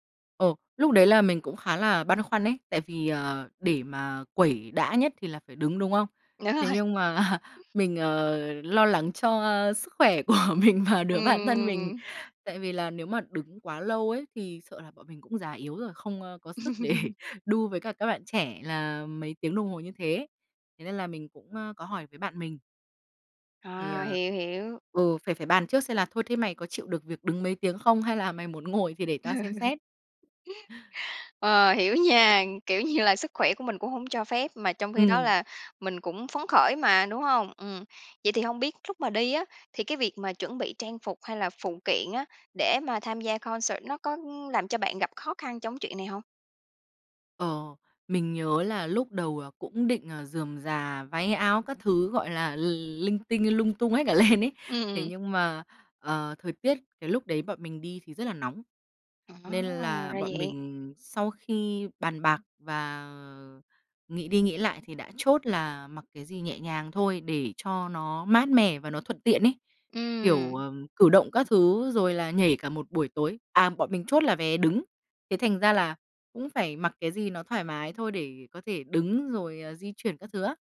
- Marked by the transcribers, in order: tapping; laughing while speaking: "Đúng rồi"; laughing while speaking: "mà"; other background noise; laughing while speaking: "của mình và đứa bạn thân mình"; laughing while speaking: "để"; laugh; laughing while speaking: "Ừ"; laughing while speaking: "nha, kiểu"; in English: "concert"; laughing while speaking: "lên ấy"
- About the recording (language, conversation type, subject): Vietnamese, podcast, Bạn có kỷ niệm nào khi đi xem hòa nhạc cùng bạn thân không?